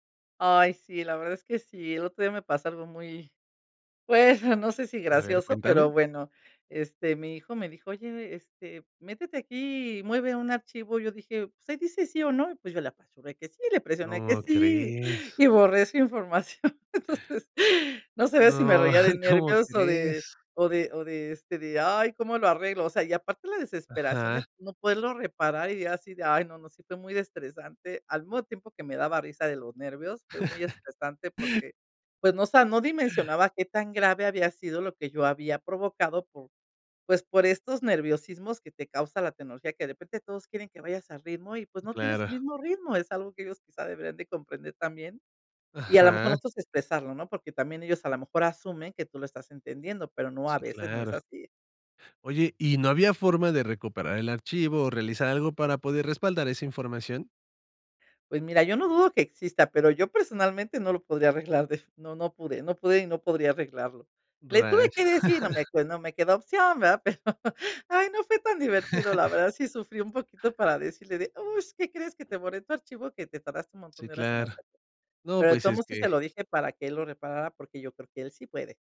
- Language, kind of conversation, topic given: Spanish, podcast, ¿Qué opinas de aprender por internet hoy en día?
- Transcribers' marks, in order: laughing while speaking: "información. Entonces"; laughing while speaking: "No"; chuckle; chuckle; giggle; chuckle; put-on voice: "Uh"